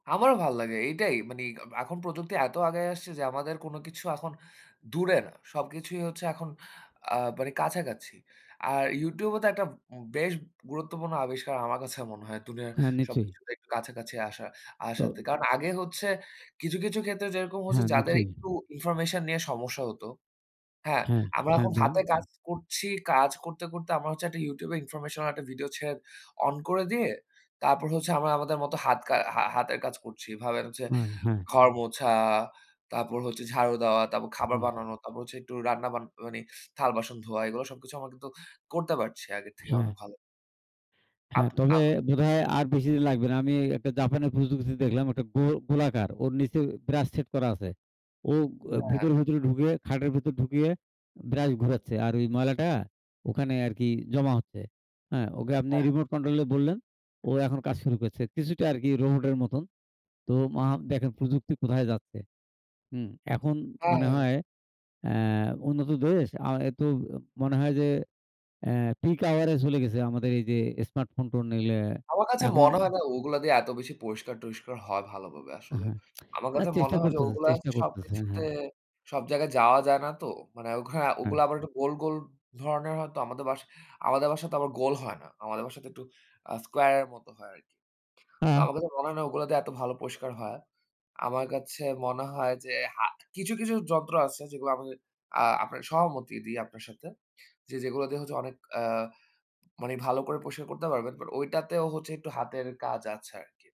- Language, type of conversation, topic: Bengali, unstructured, বিজ্ঞানের কোন আবিষ্কার আমাদের জীবনে সবচেয়ে বেশি প্রভাব ফেলেছে?
- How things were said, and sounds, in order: other background noise; "নিশ্চয়ই" said as "নিচই"; "নিশ্চয়ই" said as "নিচই"